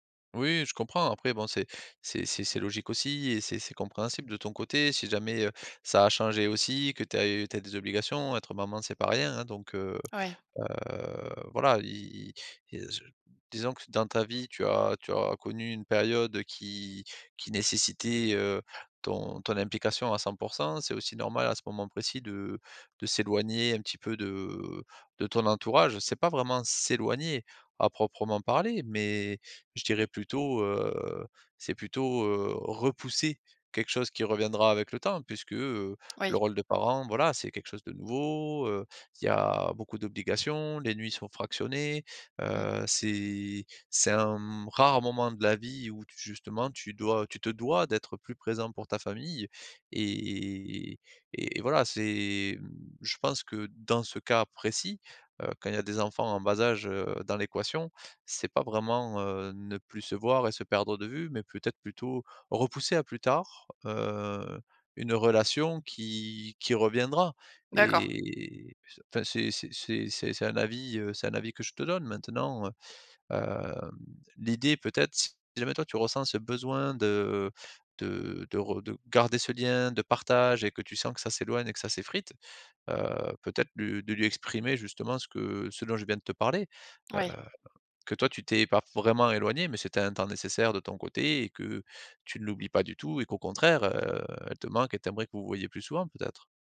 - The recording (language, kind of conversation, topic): French, advice, Comment maintenir une amitié forte malgré la distance ?
- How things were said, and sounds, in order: drawn out: "heu"; stressed: "s'éloigner"; stressed: "dois"